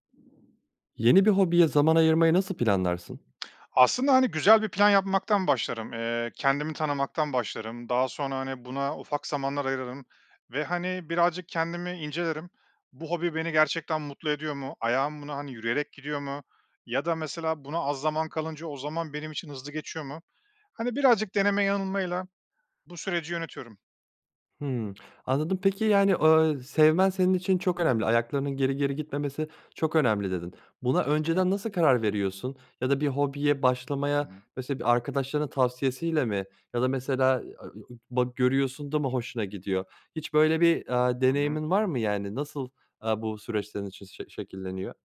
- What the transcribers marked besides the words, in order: other background noise; unintelligible speech; tsk; unintelligible speech; unintelligible speech
- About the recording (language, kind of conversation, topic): Turkish, podcast, Yeni bir hobiye zaman ayırmayı nasıl planlarsın?